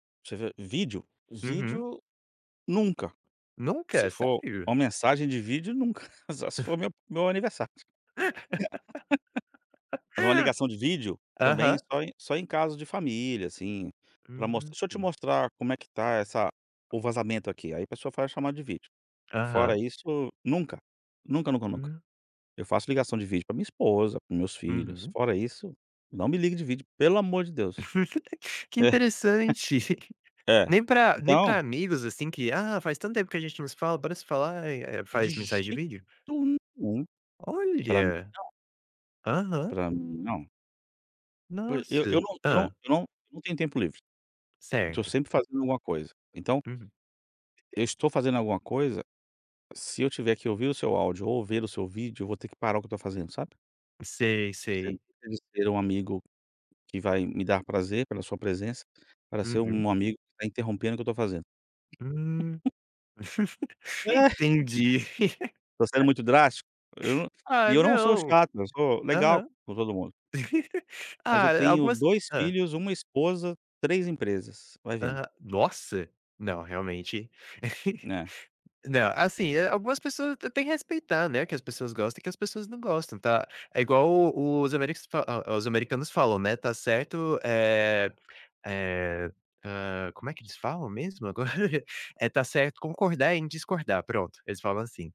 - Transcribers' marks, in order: chuckle; tapping; laugh; giggle; chuckle; chuckle; unintelligible speech; laugh; chuckle; laugh; other background noise; giggle; chuckle; laughing while speaking: "Agora"
- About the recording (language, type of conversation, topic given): Portuguese, podcast, Quando você prefere fazer uma ligação em vez de trocar mensagens?